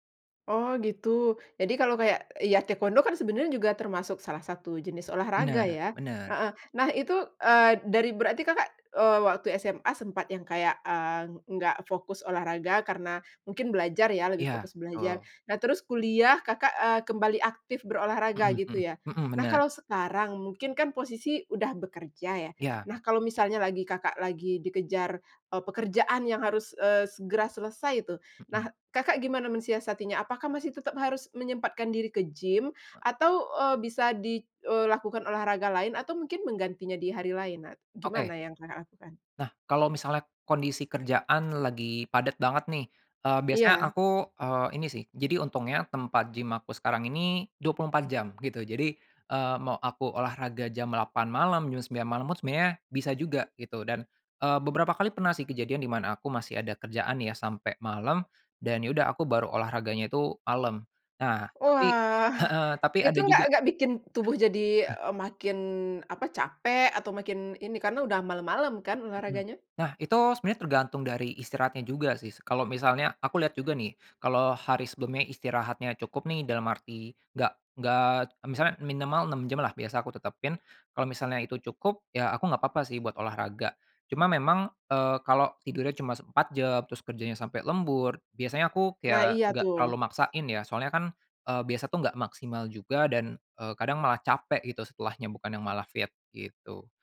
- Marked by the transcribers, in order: other background noise
- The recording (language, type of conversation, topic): Indonesian, podcast, Bagaimana pengalamanmu membentuk kebiasaan olahraga rutin?